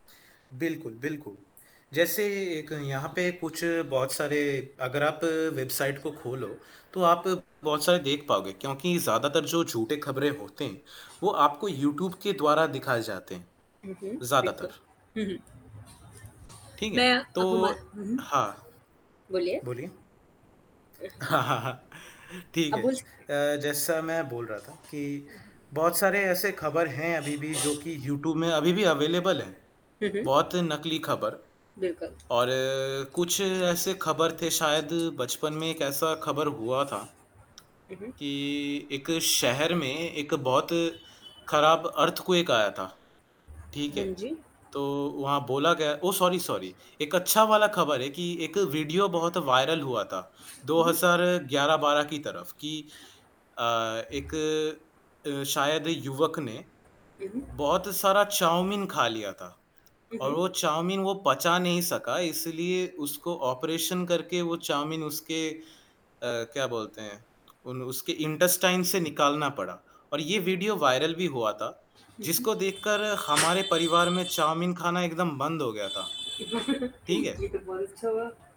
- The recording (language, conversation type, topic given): Hindi, unstructured, आप कैसे तय करते हैं कि कौन-सी खबरें सही हैं?
- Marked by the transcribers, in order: static; chuckle; in English: "अवेलेबल"; tapping; in English: "अर्थक्वेक"; in English: "सॉरी, सॉरी"; distorted speech; in English: "वायरल"; in English: "इंटेस्टाइन"; in English: "वायरल"; horn; chuckle